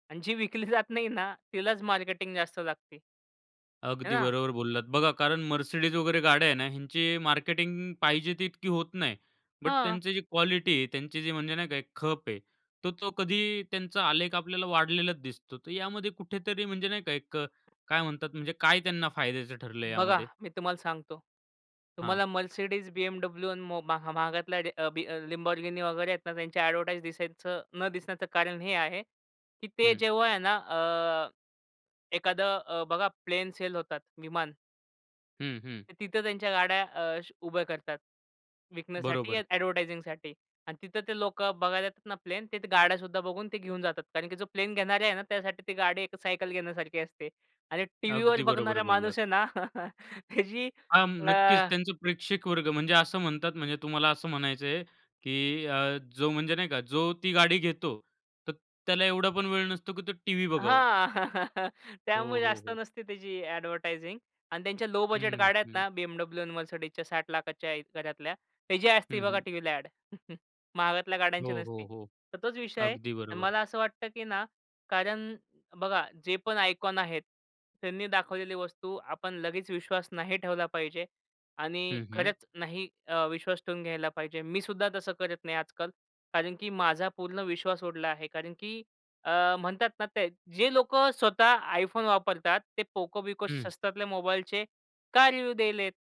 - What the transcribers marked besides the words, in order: laughing while speaking: "विकली जात नाही ना"; other noise; in English: "ॲडव्हर्टाइज"; tapping; in English: "ॲडव्हर्टायझिंगसाठी"; chuckle; laughing while speaking: "त्याची"; chuckle; in English: "ॲडव्हर्टायझिंग"; in English: "लो बजेट"; chuckle; in English: "आयकॉन"; other background noise; in English: "रिव्ह्यू"
- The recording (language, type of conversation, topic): Marathi, podcast, एखाद्या व्यक्तिमत्त्वाने फक्त पैशासाठी जाहिरात केली, तर तुमचा त्यांच्यावरचा विश्वास कमी होतो का?